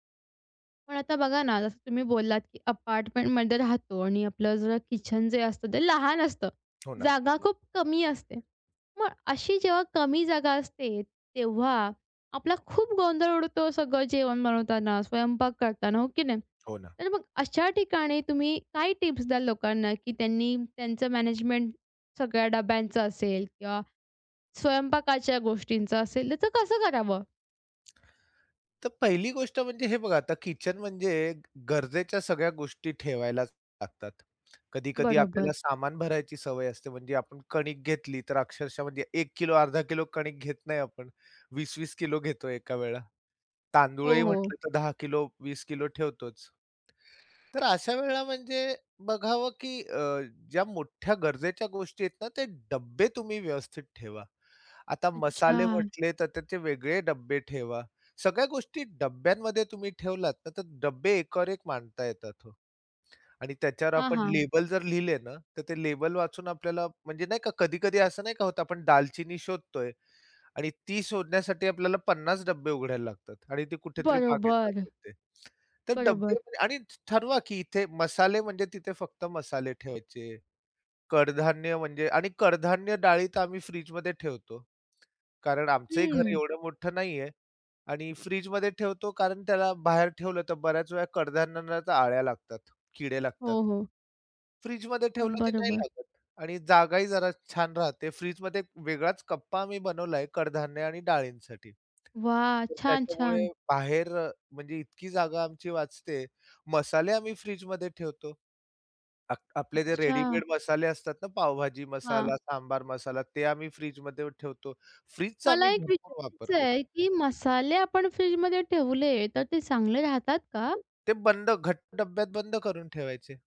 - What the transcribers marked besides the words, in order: tapping; other background noise; in English: "लेबल"; in English: "लेबल"
- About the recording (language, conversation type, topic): Marathi, podcast, अन्नसाठा आणि स्वयंपाकघरातील जागा गोंधळमुक्त कशी ठेवता?
- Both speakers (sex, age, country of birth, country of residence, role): female, 20-24, India, India, host; male, 45-49, India, India, guest